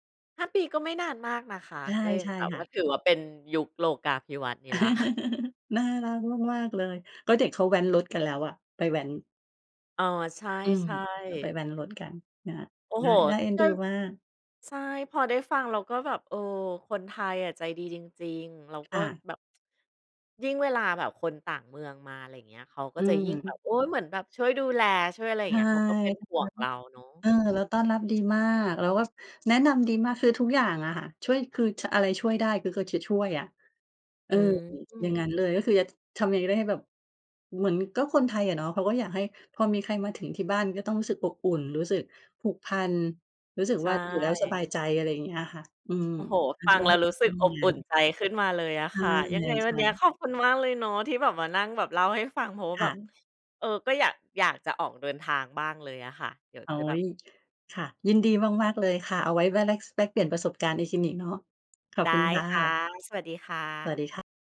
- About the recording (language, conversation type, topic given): Thai, podcast, คุณเคยเจอคนใจดีช่วยเหลือระหว่างเดินทางไหม เล่าให้ฟังหน่อย?
- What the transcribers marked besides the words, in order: chuckle; unintelligible speech; unintelligible speech; unintelligible speech; unintelligible speech